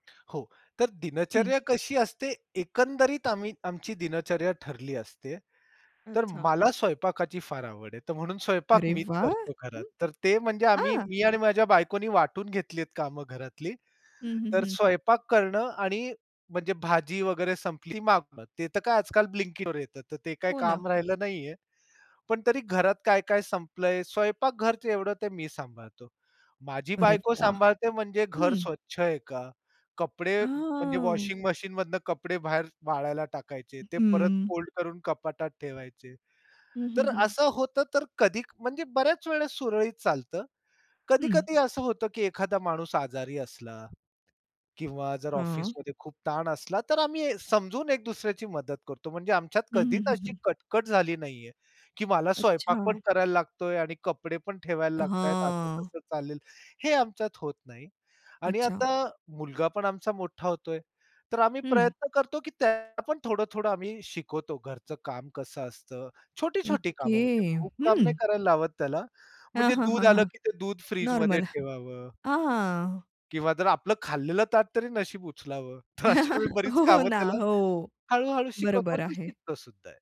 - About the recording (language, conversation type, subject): Marathi, podcast, तुमच्या घरात सकाळचा कार्यक्रम कसा असतो?
- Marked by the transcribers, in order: other background noise; joyful: "अरे वाह! हं. हां"; "घेतली आहेत" said as "घेतलीत"; drawn out: "हां"; other noise; in English: "फोल्ड"; drawn out: "हां"; chuckle; laughing while speaking: "तर अशी बरीच कामं त्याला"; laughing while speaking: "हो ना, हो"